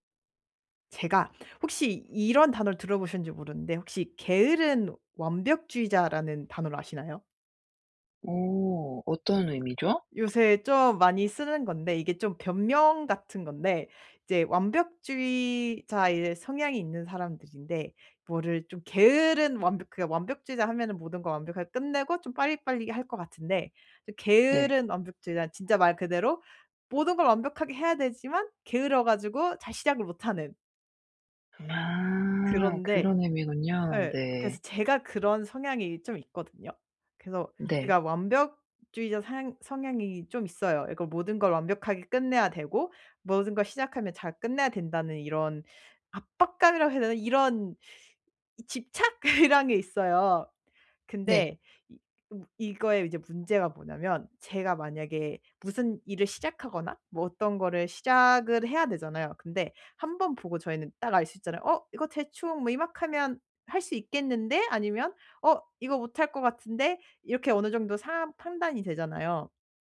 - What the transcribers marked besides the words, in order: other background noise; laugh
- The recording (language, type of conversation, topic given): Korean, advice, 어떻게 하면 실패가 두렵지 않게 새로운 도전을 시도할 수 있을까요?